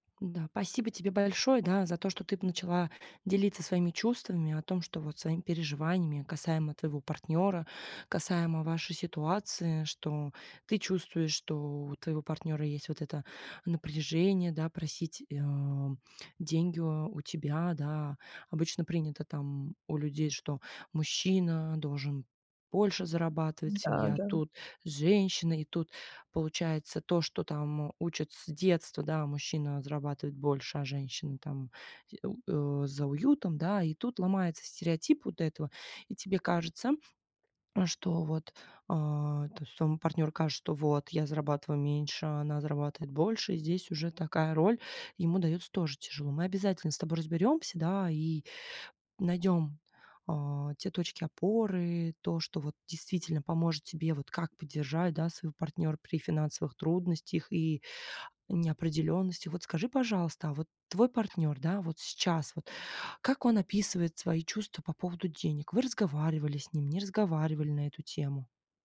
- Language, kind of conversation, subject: Russian, advice, Как я могу поддержать партнёра в период финансовых трудностей и неопределённости?
- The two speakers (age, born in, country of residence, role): 20-24, Ukraine, Germany, user; 35-39, Russia, Hungary, advisor
- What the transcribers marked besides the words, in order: none